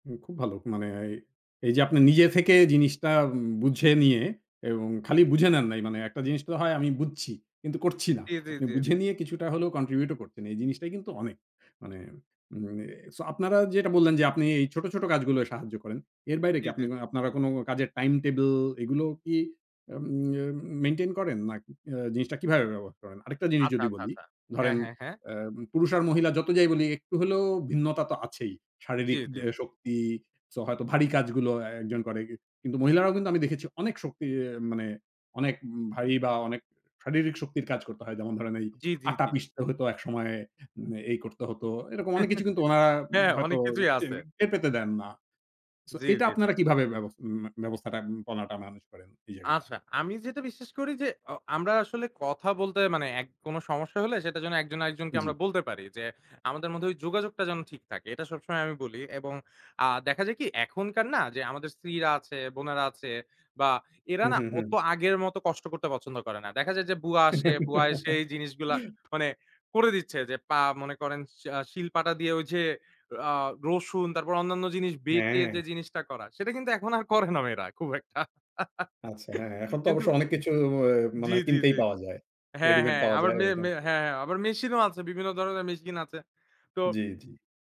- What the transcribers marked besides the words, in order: lip smack; "আটা" said as "আতা"; chuckle; giggle; laughing while speaking: "করে না মেয়েরা খুব একটা"
- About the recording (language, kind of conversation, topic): Bengali, podcast, বাড়ির কাজ ভাগ করে নেওয়ার আদর্শ নীতি কেমন হওয়া উচিত?